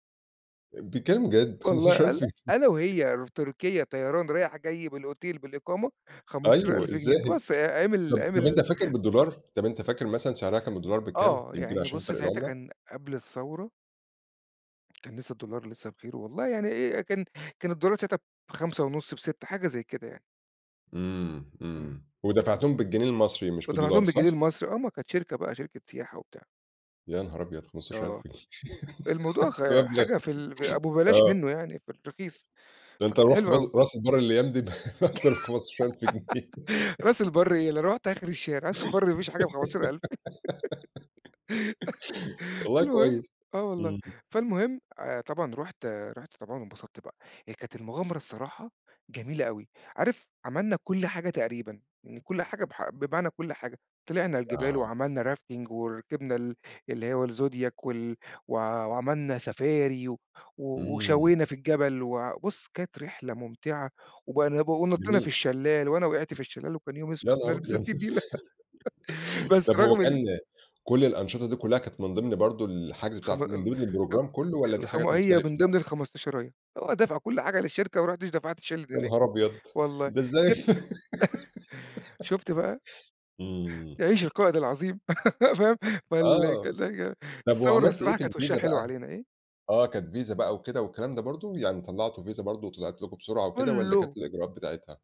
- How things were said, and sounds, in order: laugh; in English: "بالأوتيل"; laughing while speaking: "إزاي!"; laugh; laugh; laughing while speaking: "ب بأكتر من خَمَستاشر ألف جنيه"; giggle; laugh; in English: "rafting"; in English: "الزوديك"; in English: "سفاري"; laugh; in English: "البروجرام"; laugh; tapping; laugh; unintelligible speech; in English: "الفيزا"; in English: "فيزا"; in English: "فيزا"
- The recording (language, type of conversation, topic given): Arabic, podcast, احكيلي عن أول رحلة غيّرت نظرتك للعالم؟